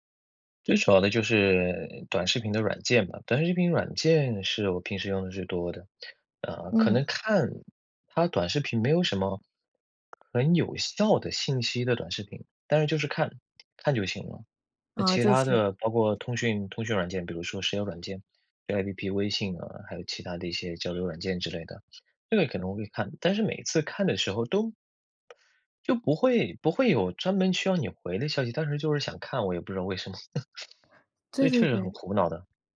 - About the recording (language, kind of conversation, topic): Chinese, advice, 我在工作中总是容易分心、无法专注，该怎么办？
- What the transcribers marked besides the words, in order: other background noise; unintelligible speech; unintelligible speech; tapping; laughing while speaking: "什么"; chuckle